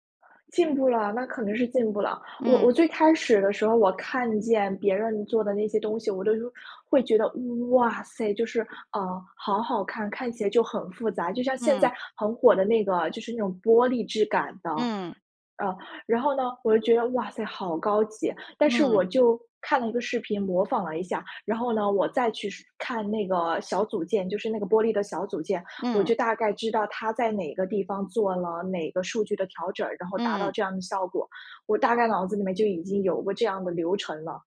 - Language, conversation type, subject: Chinese, advice, 被批评后，你的创作自信是怎样受挫的？
- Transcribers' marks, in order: none